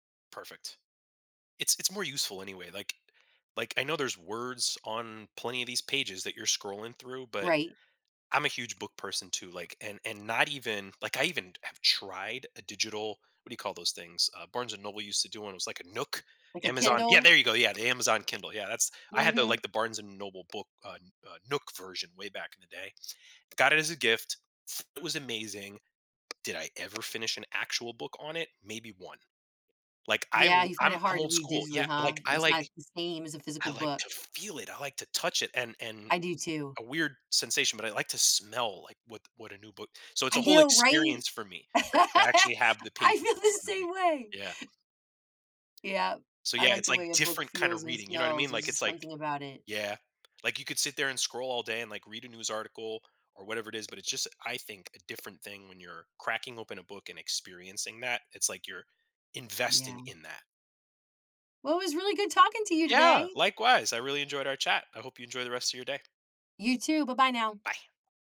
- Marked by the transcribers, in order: other background noise; tapping; other noise; laugh; laughing while speaking: "I feel the"; joyful: "it was really good talking to you today"; joyful: "Yeah!"
- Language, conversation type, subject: English, unstructured, What are some everyday routines that make it harder to use our time well?
- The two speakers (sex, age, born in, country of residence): female, 50-54, United States, United States; male, 40-44, United States, United States